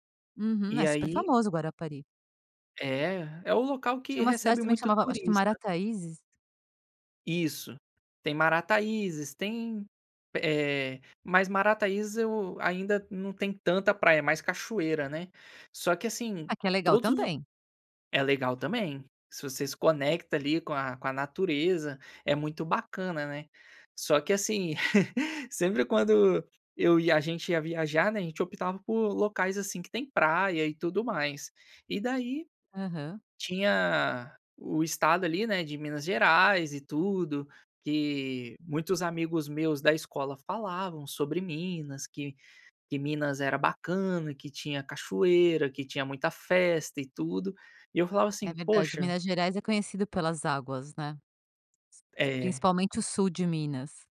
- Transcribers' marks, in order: laugh
- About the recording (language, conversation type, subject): Portuguese, podcast, Que pessoa fez você repensar seus preconceitos ao viajar?